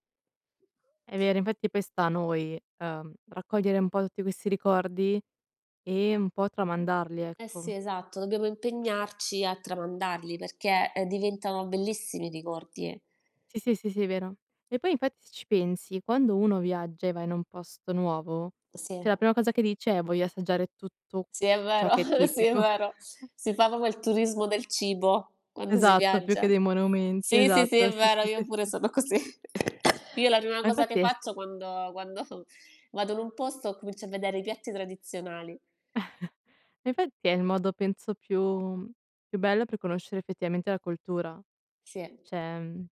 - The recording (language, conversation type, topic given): Italian, unstructured, Qual è il tuo ricordo più bello legato a un pasto?
- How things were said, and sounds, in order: other background noise; tapping; laughing while speaking: "Sì, è vero sì, è vero"; chuckle; cough; chuckle